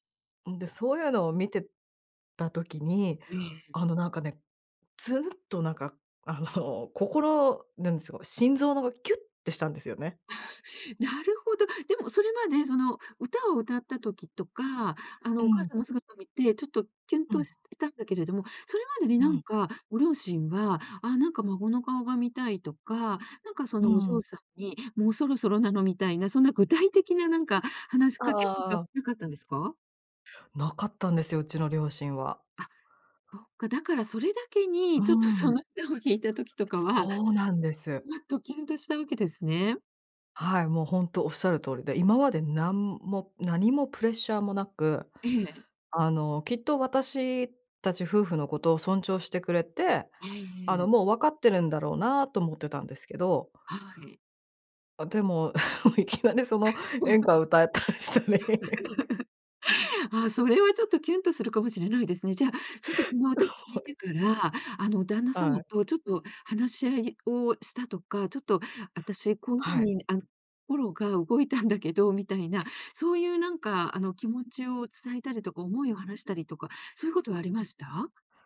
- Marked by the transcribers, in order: chuckle; other noise; other background noise; laugh; laughing while speaking: "いきなり"; laugh; laughing while speaking: "歌ったりしたり"; laugh; unintelligible speech; laugh
- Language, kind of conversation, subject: Japanese, podcast, 子どもを持つか迷ったとき、どう考えた？